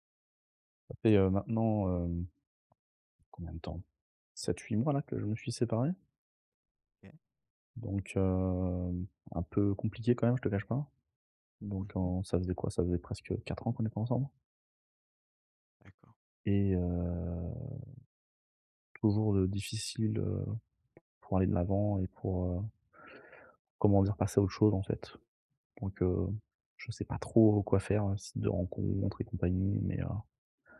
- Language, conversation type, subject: French, advice, Comment décrirais-tu ta rupture récente et pourquoi as-tu du mal à aller de l’avant ?
- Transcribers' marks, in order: tapping; drawn out: "heu"; stressed: "trop"